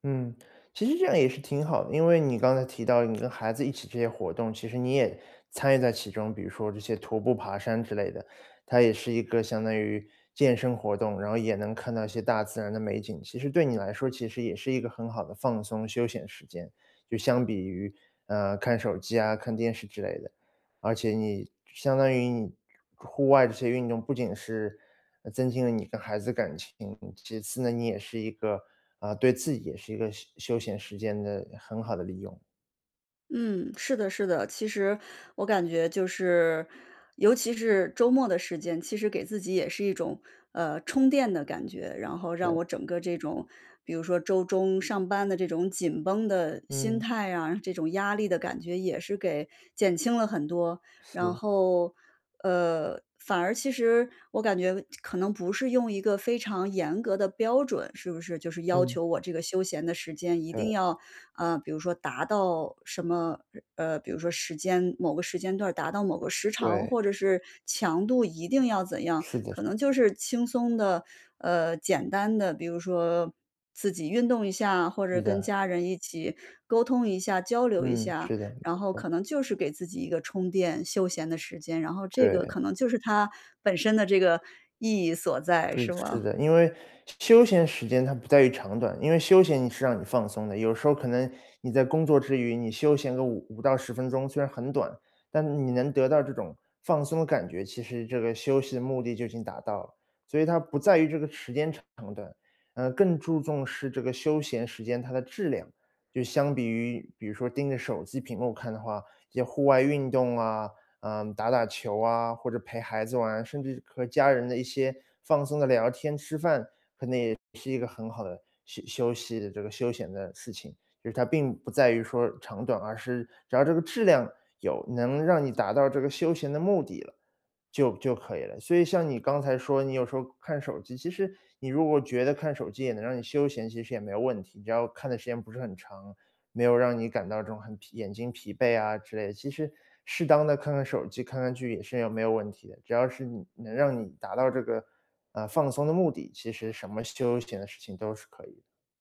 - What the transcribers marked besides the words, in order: unintelligible speech
- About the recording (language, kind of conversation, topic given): Chinese, advice, 如何让我的休闲时间更充实、更有意义？